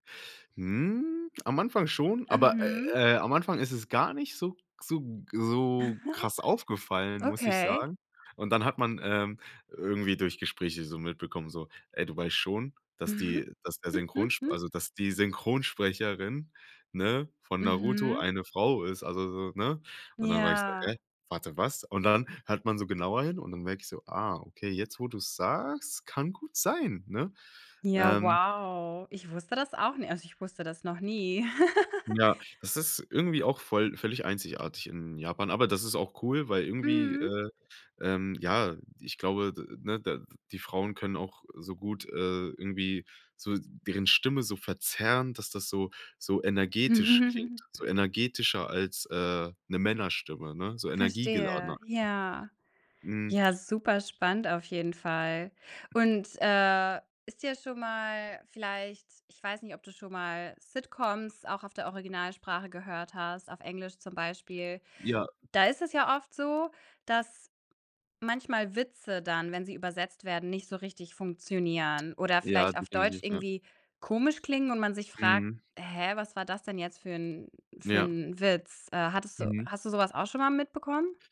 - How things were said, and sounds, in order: chuckle; other background noise; chuckle; drawn out: "wow"; chuckle; chuckle
- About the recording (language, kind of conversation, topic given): German, podcast, Was bevorzugst du: Untertitel oder Synchronisation, und warum?